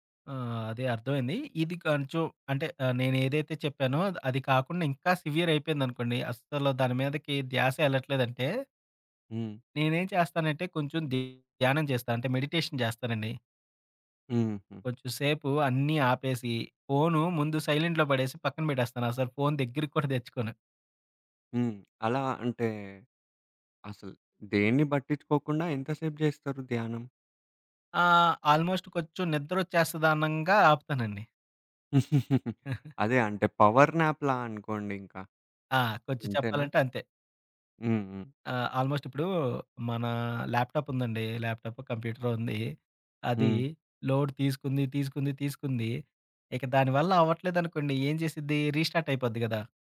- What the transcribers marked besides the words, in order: stressed: "అస్సలు"; in English: "మెడిటేషన్"; in English: "ఆల్మోస్ట్"; giggle; chuckle; in English: "పవర్ నాప్‌లా"; in English: "లోడ్"
- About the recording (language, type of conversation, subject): Telugu, podcast, ఫ్లోలోకి మీరు సాధారణంగా ఎలా చేరుకుంటారు?